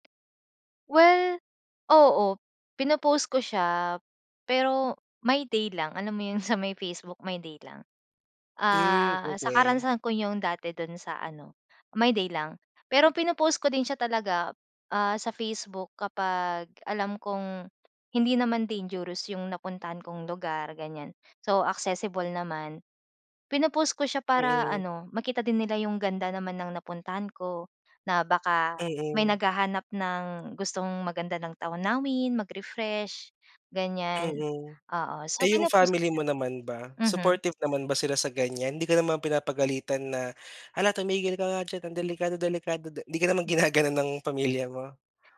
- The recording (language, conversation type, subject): Filipino, podcast, Mas gusto mo ba ang bundok o ang dagat, at bakit?
- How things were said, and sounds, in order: laughing while speaking: "yung sa"; put-on voice: "Hala tumigil ka nga diyan ang delikado delikado"; laughing while speaking: "Di ka naman ginaganon ng pamilya mo?"